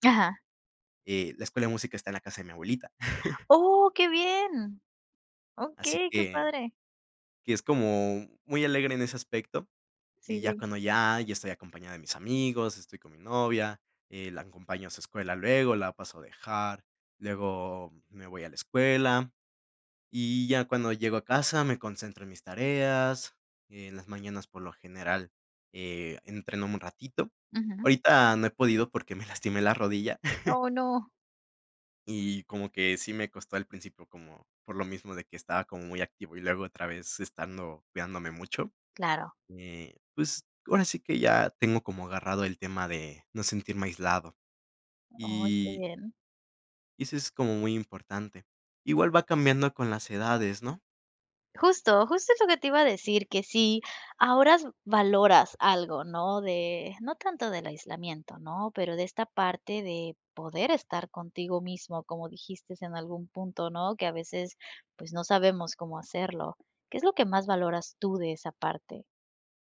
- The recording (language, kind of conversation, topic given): Spanish, podcast, ¿Qué haces cuando te sientes aislado?
- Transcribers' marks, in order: chuckle; surprised: "¡Oh!, qué bien"; laughing while speaking: "me"; chuckle; "dijiste" said as "dijistes"